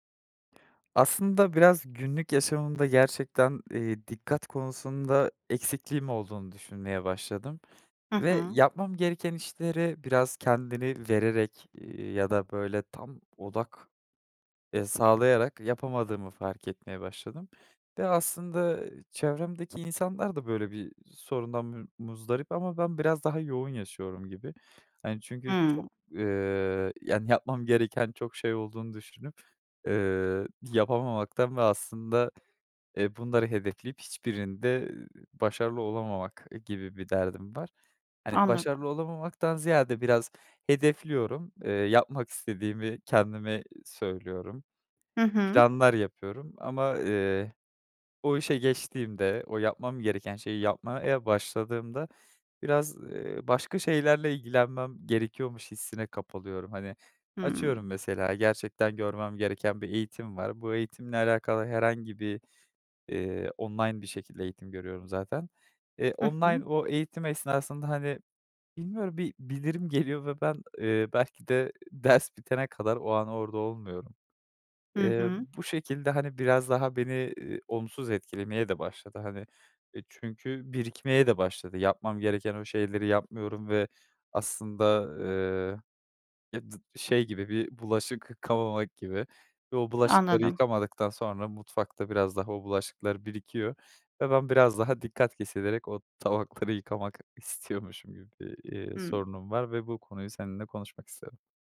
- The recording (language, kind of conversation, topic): Turkish, advice, Günlük yaşamda dikkat ve farkındalık eksikliği sizi nasıl etkiliyor?
- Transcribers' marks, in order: other background noise; tapping